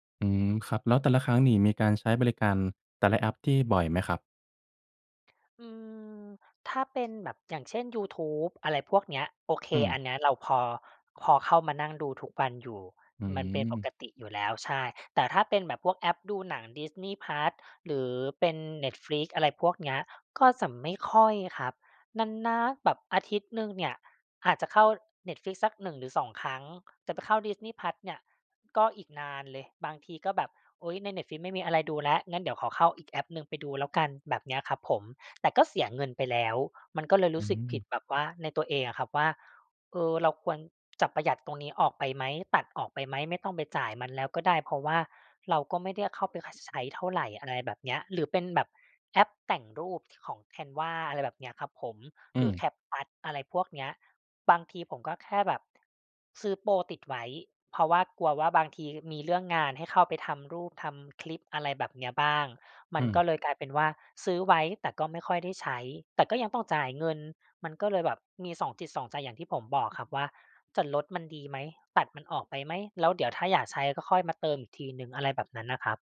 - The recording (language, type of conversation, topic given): Thai, advice, ฉันสมัครบริการรายเดือนหลายอย่างแต่แทบไม่ได้ใช้ และควรทำอย่างไรกับความรู้สึกผิดเวลาเสียเงิน?
- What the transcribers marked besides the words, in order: tapping